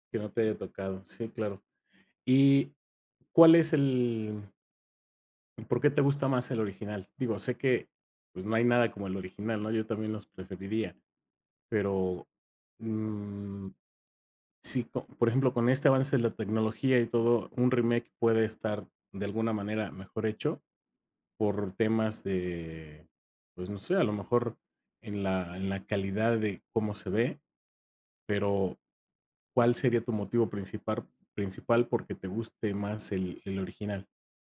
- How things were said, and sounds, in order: none
- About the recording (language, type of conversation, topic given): Spanish, podcast, ¿Te gustan más los remakes o las historias originales?